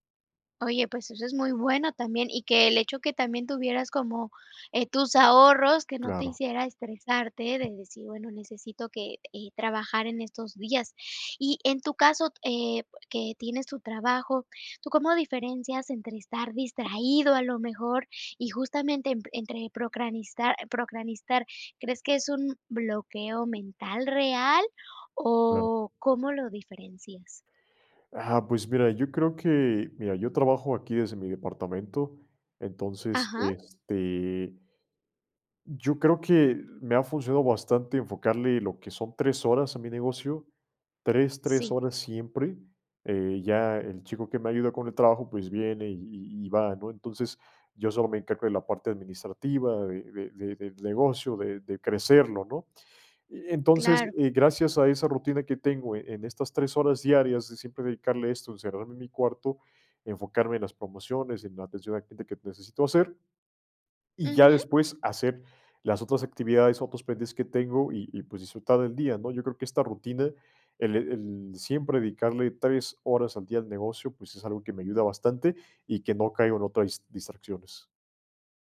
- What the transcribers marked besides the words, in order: other background noise; "procastinar" said as "procranistar"
- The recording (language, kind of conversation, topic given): Spanish, podcast, ¿Qué técnicas usas para salir de un bloqueo mental?